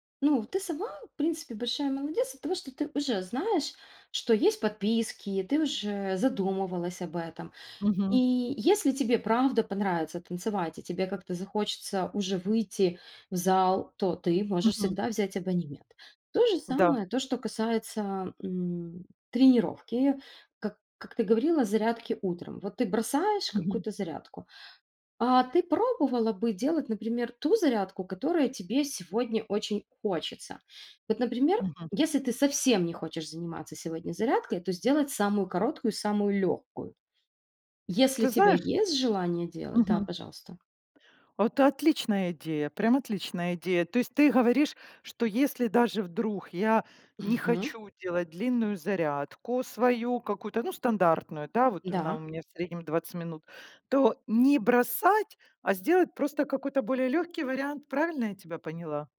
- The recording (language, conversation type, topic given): Russian, advice, Как выбрать, на какие проекты стоит тратить время, если их слишком много?
- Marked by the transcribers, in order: none